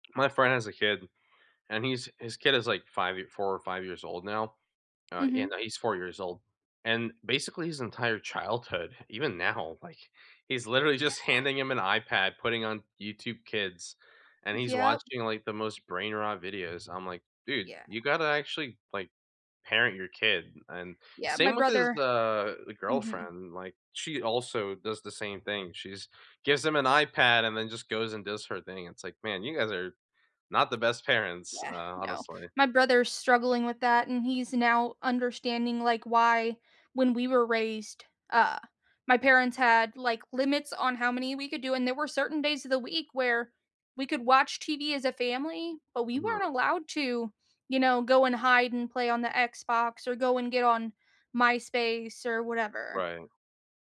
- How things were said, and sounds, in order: none
- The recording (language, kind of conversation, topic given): English, unstructured, How do your social media habits affect your mood?
- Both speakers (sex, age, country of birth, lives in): female, 30-34, United States, United States; male, 20-24, United States, United States